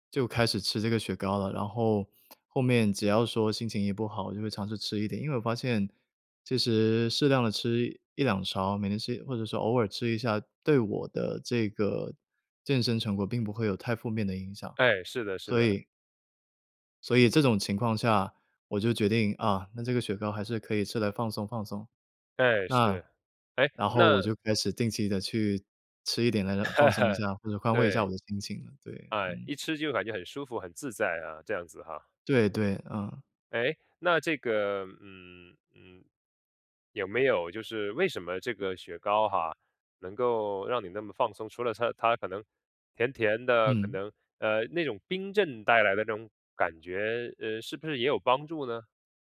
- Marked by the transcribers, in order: other background noise; laugh
- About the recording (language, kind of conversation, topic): Chinese, podcast, 你心目中的安慰食物是什么？